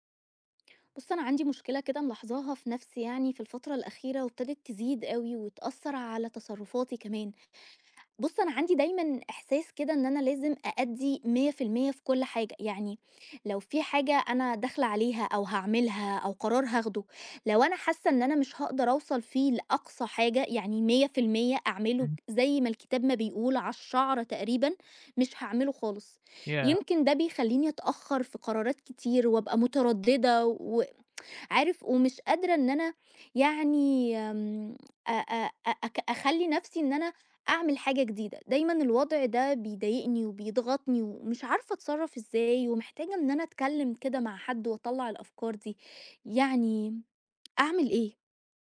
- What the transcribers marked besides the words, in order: tsk
- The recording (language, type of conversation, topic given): Arabic, advice, إزاي الكمالية بتعطّلك إنك تبدأ مشاريعك أو تاخد قرارات؟